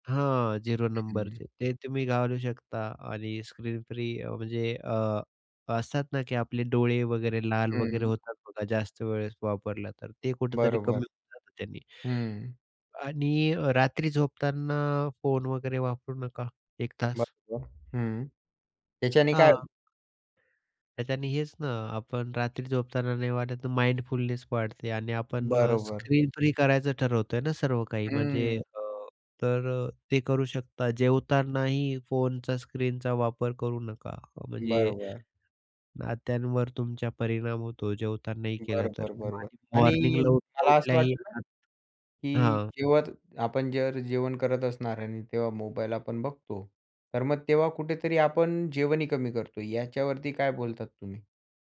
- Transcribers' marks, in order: other noise; other background noise; in English: "माइंडफुलनेस"; in English: "मॉर्निंगला"; unintelligible speech
- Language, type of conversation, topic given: Marathi, podcast, दिवसात स्क्रीनपासून दूर राहण्यासाठी तुम्ही कोणते सोपे उपाय करता?